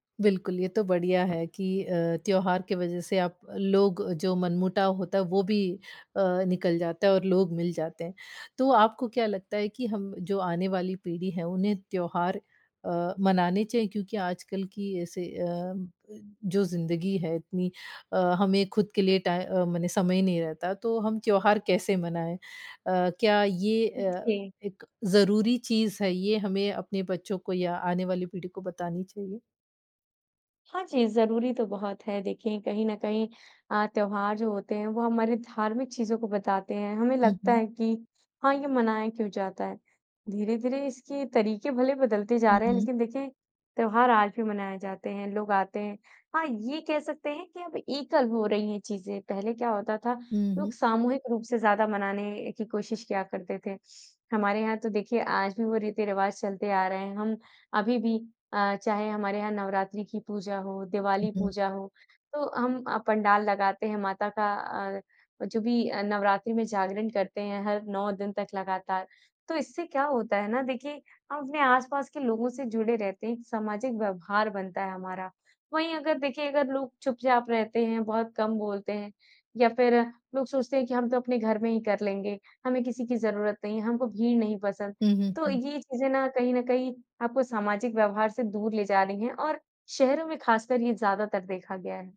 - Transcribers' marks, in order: other background noise; other noise; tapping
- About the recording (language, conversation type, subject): Hindi, podcast, त्योहारों ने लोगों को करीब लाने में कैसे मदद की है?